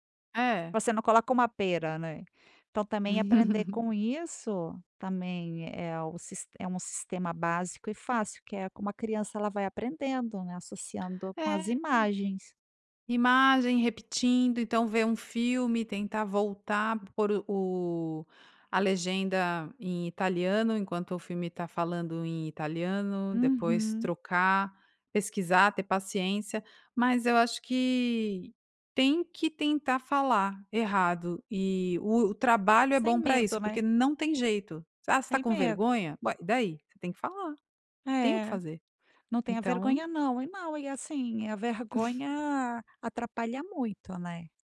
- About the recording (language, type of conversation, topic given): Portuguese, podcast, Como você aprendeu uma habilidade por conta própria?
- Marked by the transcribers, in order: giggle; snort